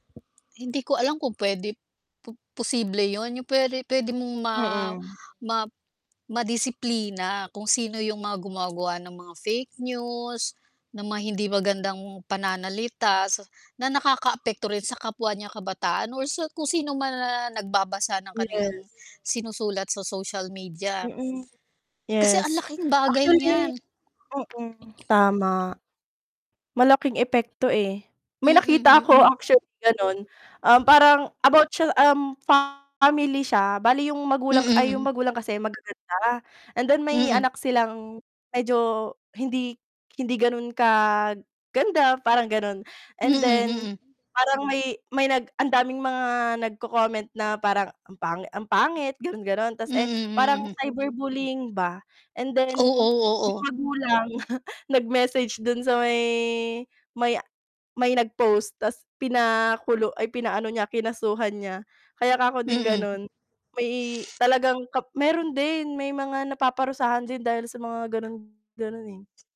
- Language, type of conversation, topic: Filipino, unstructured, Paano mo tinitingnan ang papel ng mga kabataan sa mga kasalukuyang isyu?
- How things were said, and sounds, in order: distorted speech; static; other background noise; tapping; chuckle